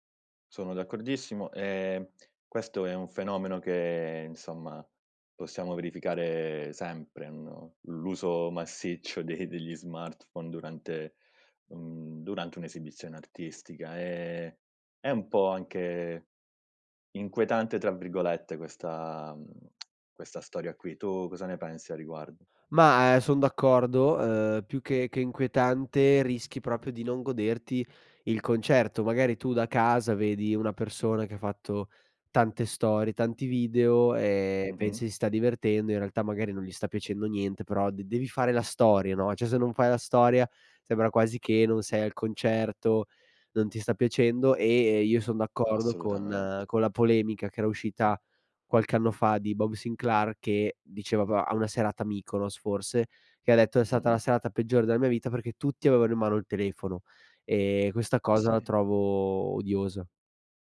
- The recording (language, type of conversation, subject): Italian, podcast, Come scopri di solito nuova musica?
- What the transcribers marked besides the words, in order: laughing while speaking: "de"; lip smack; "proprio" said as "propio"; "cioè" said as "ceh"